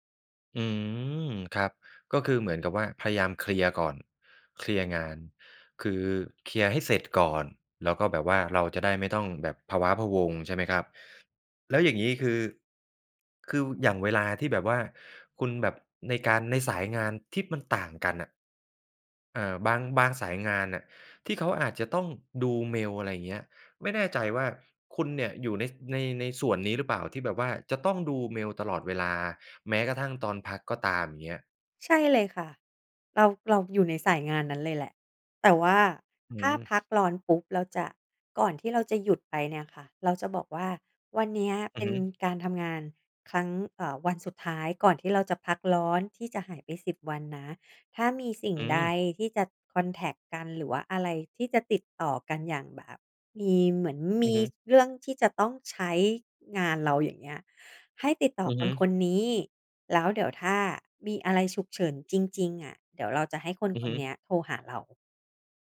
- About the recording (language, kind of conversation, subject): Thai, podcast, คิดอย่างไรกับการพักร้อนที่ไม่เช็กเมล?
- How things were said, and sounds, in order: "พะว้าพะวัง" said as "พะว้าพะวง"